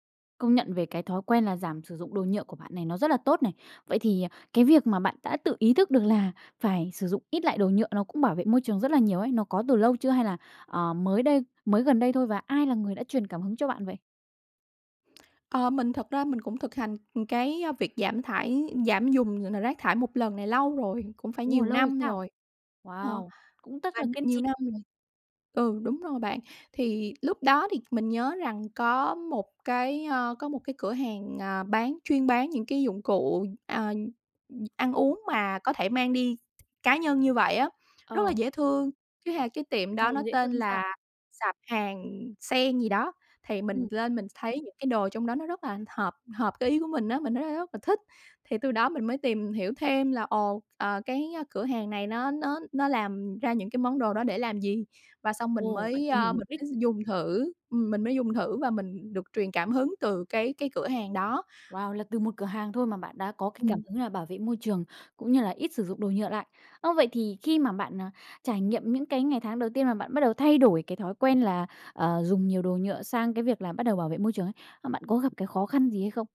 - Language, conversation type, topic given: Vietnamese, podcast, Bạn làm gì để hạn chế đồ nhựa dùng một lần khi đi ăn?
- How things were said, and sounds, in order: tapping